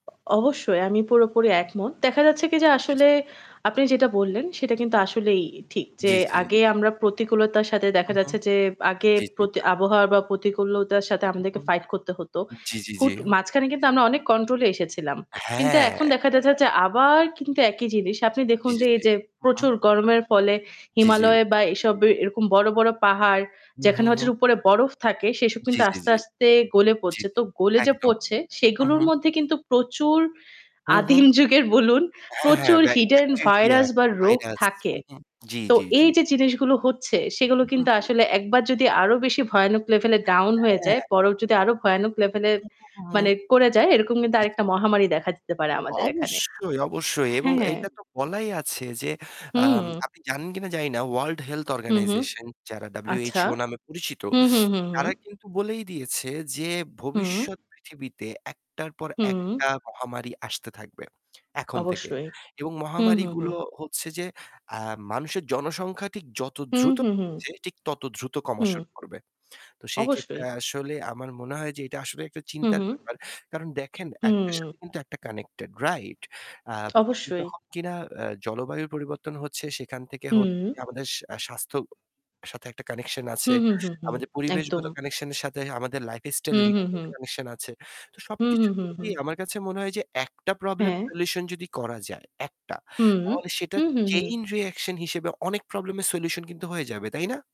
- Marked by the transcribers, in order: static; distorted speech; other background noise; tapping; "পড়ছে" said as "পচ্ছে"; "পড়ছে" said as "পচ্ছে"; laughing while speaking: "আদিম যুগের বলুন"; in English: "bacteria, virus"; in English: "hidden virus"; other noise; unintelligible speech; in English: "chain reaction"
- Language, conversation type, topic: Bengali, unstructured, জলবায়ু পরিবর্তন সম্পর্কে আপনার মতামত কী?